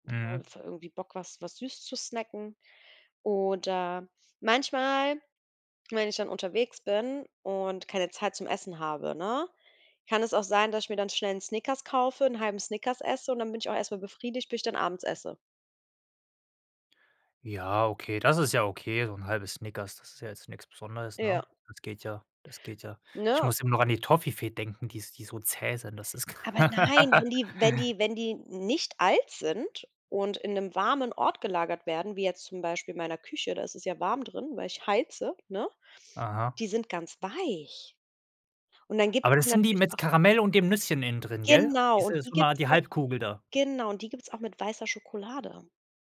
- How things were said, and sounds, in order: unintelligible speech; laugh; stressed: "weich"
- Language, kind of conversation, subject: German, podcast, Wie erkennst du, ob du wirklich hungrig bist oder nur aus Langeweile essen möchtest?
- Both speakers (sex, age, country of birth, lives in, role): female, 35-39, Italy, Germany, guest; male, 35-39, Germany, Sweden, host